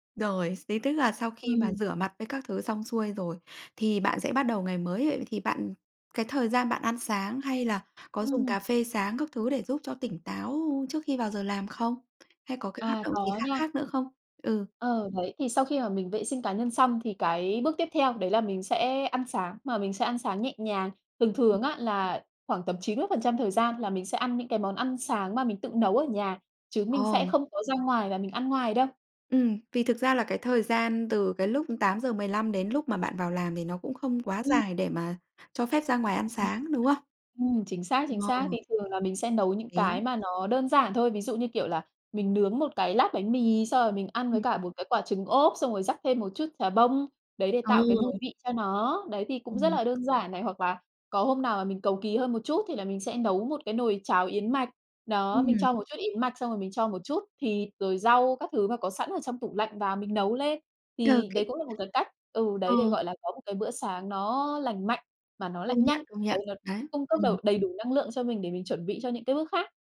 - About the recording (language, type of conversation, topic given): Vietnamese, podcast, Buổi sáng của bạn thường bắt đầu như thế nào?
- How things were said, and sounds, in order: unintelligible speech; tapping